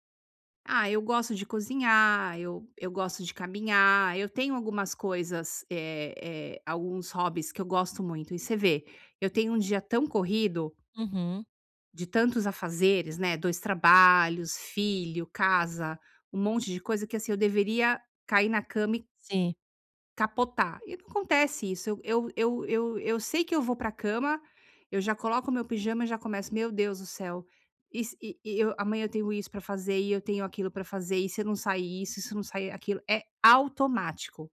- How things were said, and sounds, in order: none
- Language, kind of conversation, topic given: Portuguese, advice, Como posso reduzir a ansiedade antes de dormir?